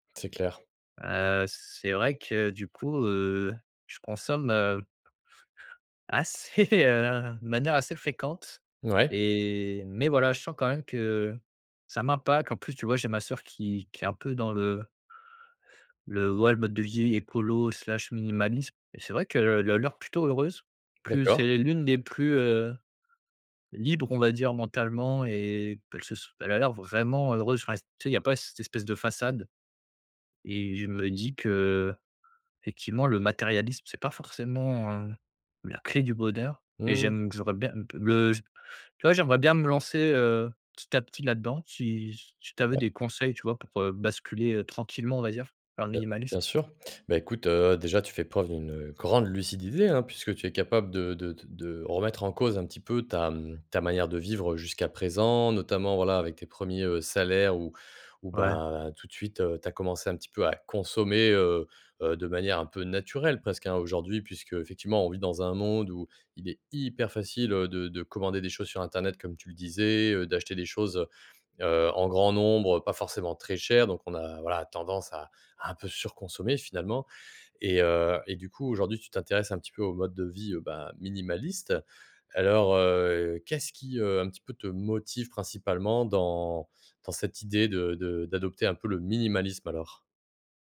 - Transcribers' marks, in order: tapping; other background noise; "impacte" said as "impac"; "minimaliste" said as "minimalis"; "minimalisme" said as "minimalis"; stressed: "grande"; stressed: "hyper"; stressed: "motive"; stressed: "minimalisme"
- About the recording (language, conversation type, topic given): French, advice, Comment adopter le minimalisme sans avoir peur de manquer ?
- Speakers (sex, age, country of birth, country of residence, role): male, 25-29, France, France, user; male, 30-34, France, France, advisor